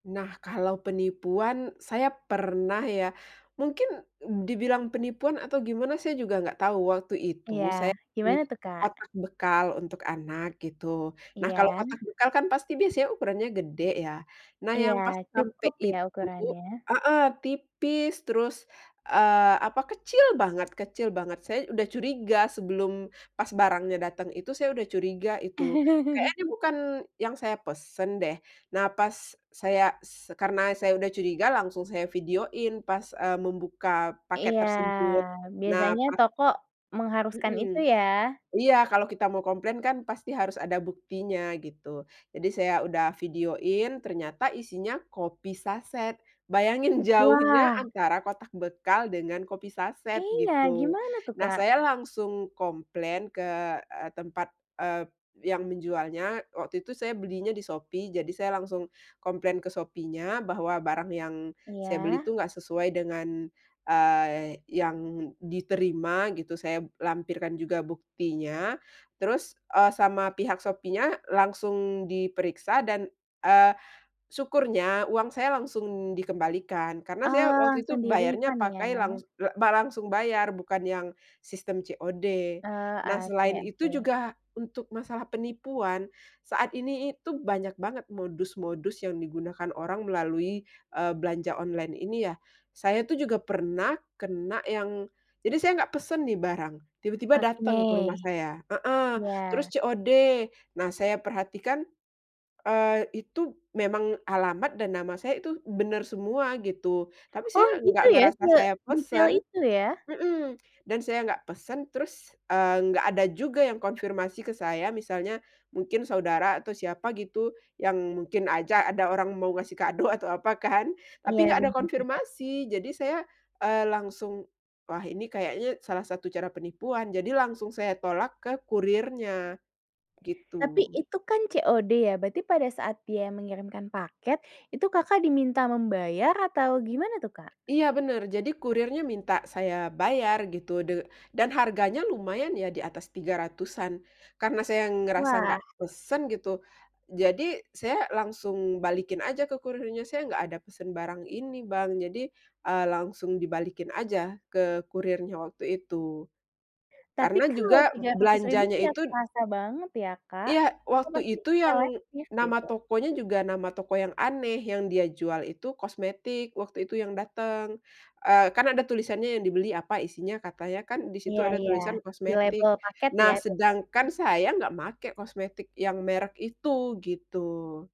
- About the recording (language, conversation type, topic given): Indonesian, podcast, Apa tips kamu untuk belanja online agar tidak tertipu?
- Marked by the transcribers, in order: tapping; chuckle; drawn out: "Iya"; other background noise; in English: "refund"; laughing while speaking: "ngasih kado atau apa kan"